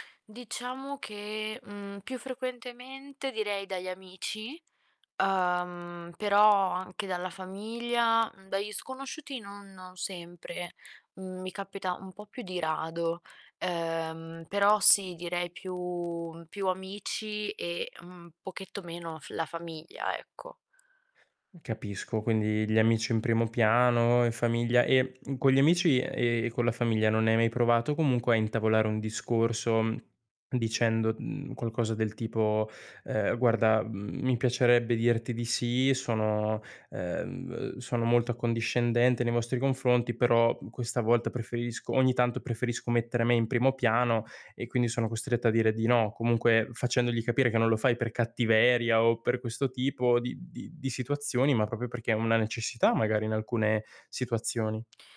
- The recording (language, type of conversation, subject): Italian, advice, Come posso dire di no senza sentirmi in colpa?
- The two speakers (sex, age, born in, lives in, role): female, 20-24, Italy, Italy, user; male, 20-24, Italy, Italy, advisor
- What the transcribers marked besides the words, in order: distorted speech; drawn out: "uhm"; drawn out: "più"; tapping; "proprio" said as "propio"